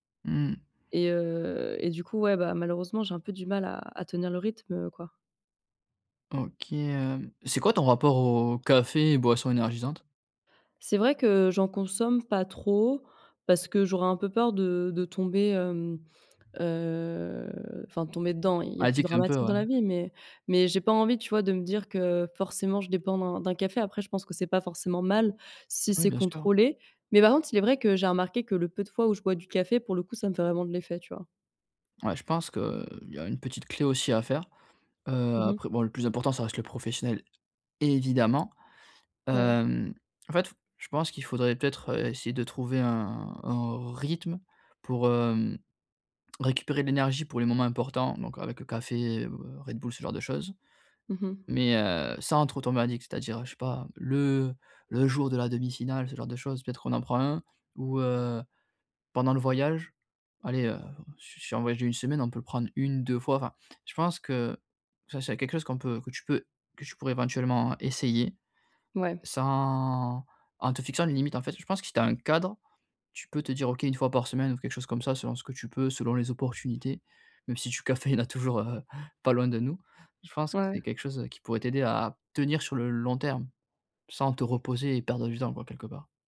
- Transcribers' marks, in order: drawn out: "heu"; other background noise; stressed: "évidemment"; tsk; drawn out: "sans"; laughing while speaking: "il y en a toujours, heu"; stressed: "tenir"
- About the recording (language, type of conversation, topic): French, advice, Comment éviter l’épuisement et rester en forme pendant un voyage ?